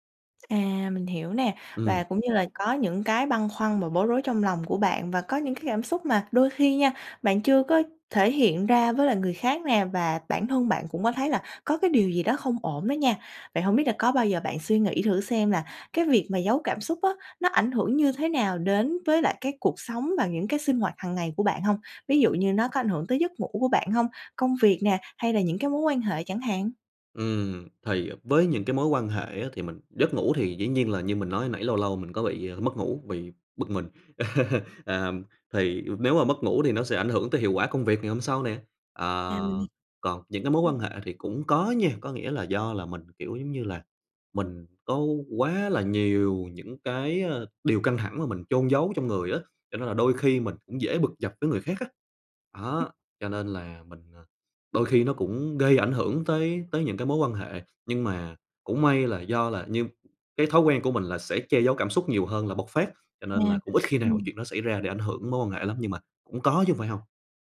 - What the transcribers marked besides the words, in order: tapping; laugh
- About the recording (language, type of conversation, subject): Vietnamese, advice, Bạn cảm thấy áp lực phải luôn tỏ ra vui vẻ và che giấu cảm xúc tiêu cực trước người khác như thế nào?